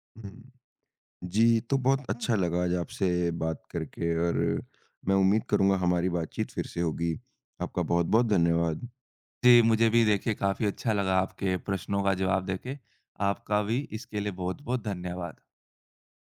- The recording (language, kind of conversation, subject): Hindi, podcast, ऑनलाइन पढ़ाई ने आपकी सीखने की आदतें कैसे बदलीं?
- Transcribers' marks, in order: tapping